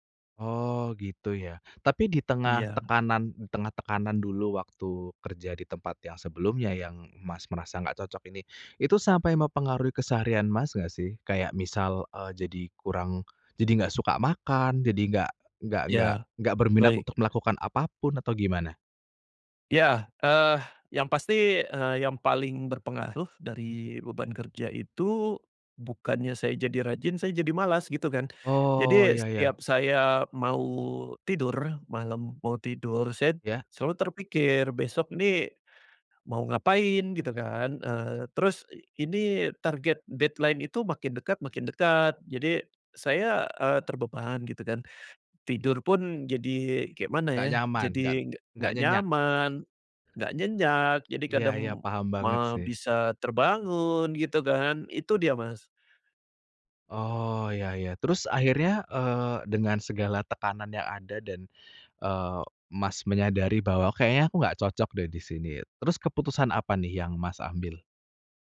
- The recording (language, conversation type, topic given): Indonesian, podcast, Bagaimana cara menyeimbangkan pekerjaan dan kehidupan pribadi?
- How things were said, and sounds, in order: other background noise; in English: "deadline"